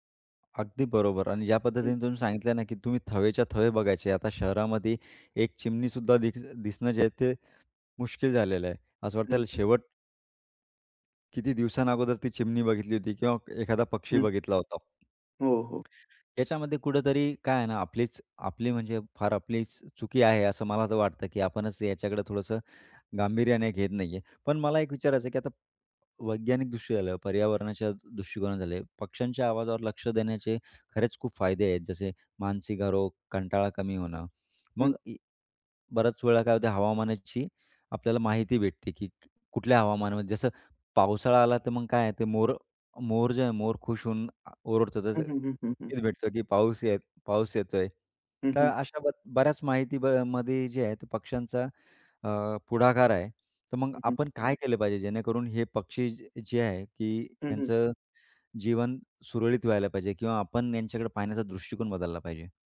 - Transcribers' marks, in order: other background noise; tapping
- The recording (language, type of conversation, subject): Marathi, podcast, पक्ष्यांच्या आवाजांवर लक्ष दिलं तर काय बदल होतो?